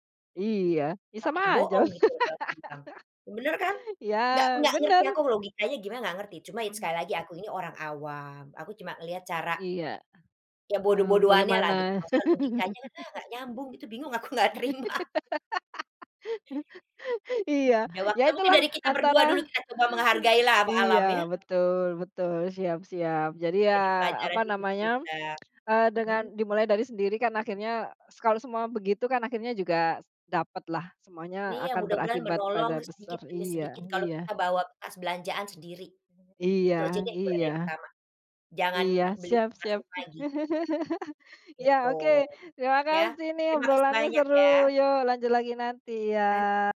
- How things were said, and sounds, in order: laugh; laugh; laughing while speaking: "aku enggak terima"; tsk; chuckle
- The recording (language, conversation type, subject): Indonesian, unstructured, Apa yang bisa kita pelajari dari alam tentang kehidupan?